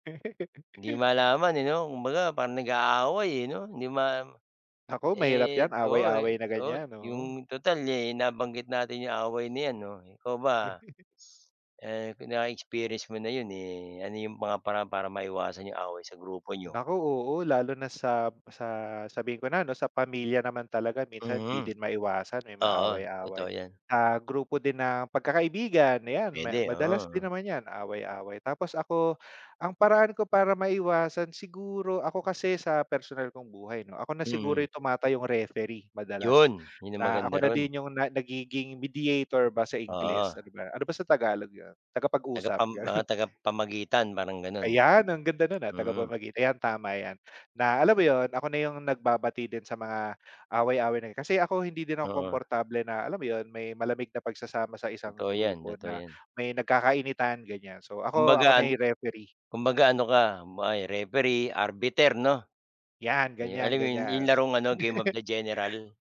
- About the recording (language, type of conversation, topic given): Filipino, unstructured, Ano-ano ang mga paraan para maiwasan ang away sa grupo?
- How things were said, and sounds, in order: laugh; chuckle; tapping; laughing while speaking: "gano'n"; other background noise; in English: "arbiter"; laugh